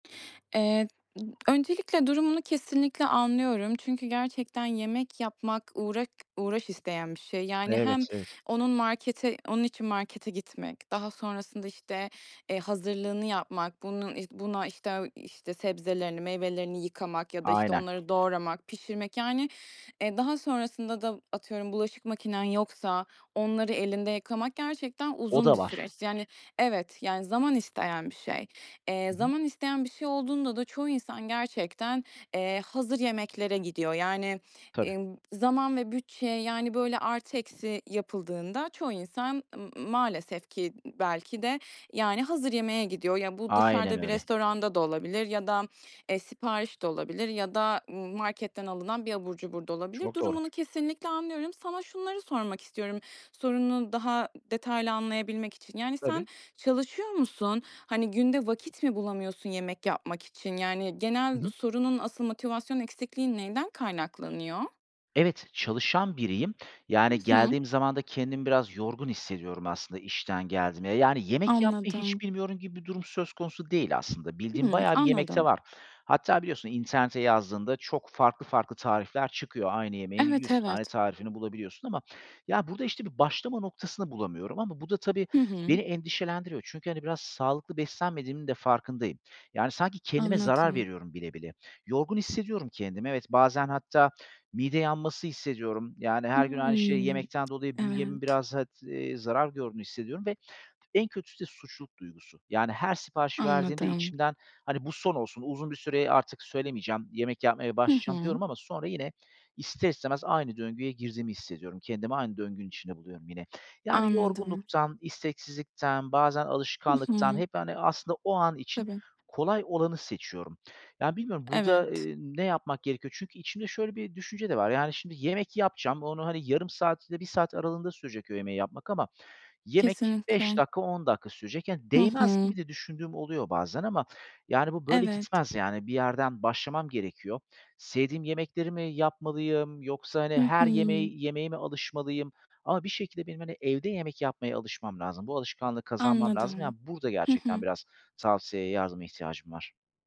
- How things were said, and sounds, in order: tapping; other background noise
- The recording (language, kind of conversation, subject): Turkish, advice, Zamanım kısıtlı ve yemek yapma becerim zayıfken sağlıklı yemekleri nasıl hazırlayabilirim?
- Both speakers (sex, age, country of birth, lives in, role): female, 25-29, Turkey, Ireland, advisor; male, 35-39, Turkey, Greece, user